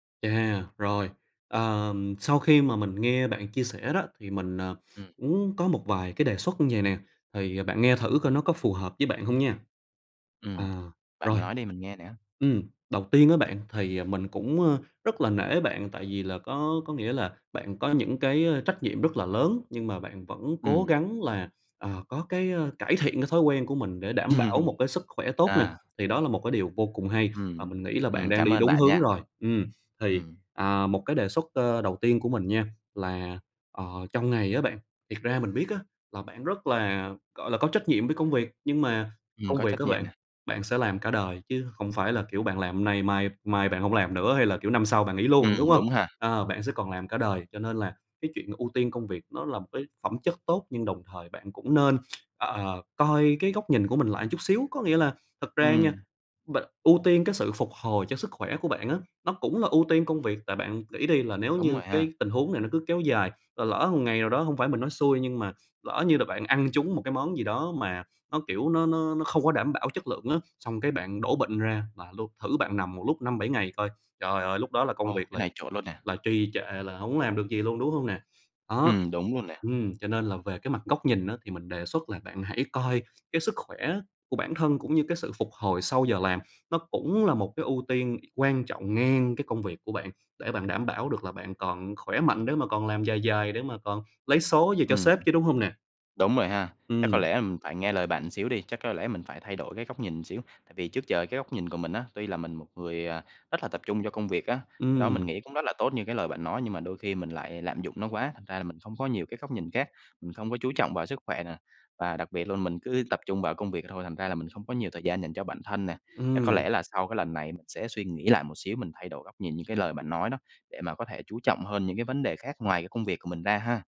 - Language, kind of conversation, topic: Vietnamese, advice, Làm sao để ăn uống lành mạnh khi bạn quá bận rộn và không có nhiều thời gian nấu ăn?
- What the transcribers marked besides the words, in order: sniff; tapping; horn; laugh; sniff; other background noise; "một" said as "ừn"